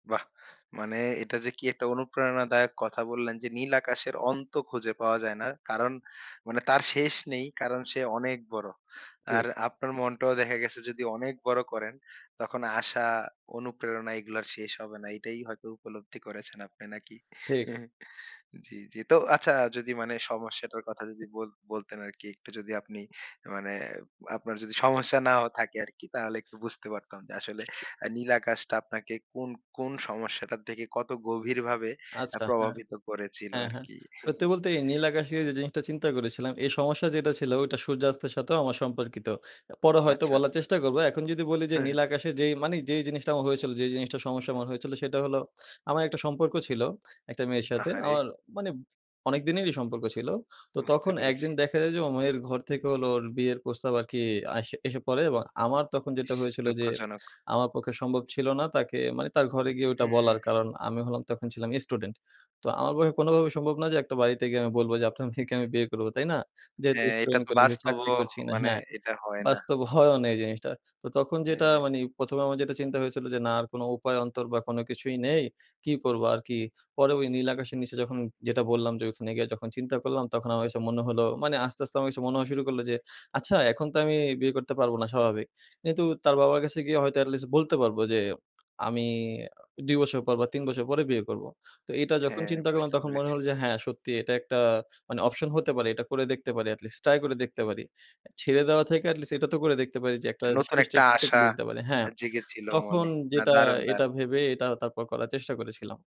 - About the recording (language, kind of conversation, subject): Bengali, podcast, নীল আকাশ বা সূর্যাস্ত দেখলে তোমার মনে কী গল্প ভেসে ওঠে?
- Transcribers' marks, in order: chuckle; other background noise; chuckle; chuckle; laughing while speaking: "মেয়েকে"